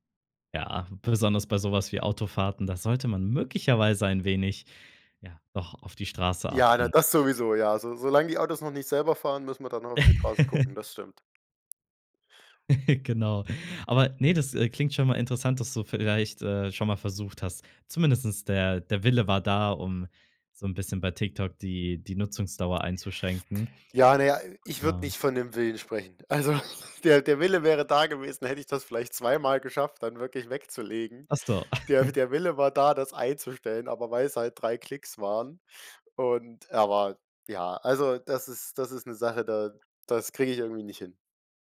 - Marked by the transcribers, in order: chuckle; chuckle; "zumindest" said as "zumindestens"; chuckle; chuckle
- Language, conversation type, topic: German, podcast, Wie ziehst du persönlich Grenzen bei der Smartphone-Nutzung?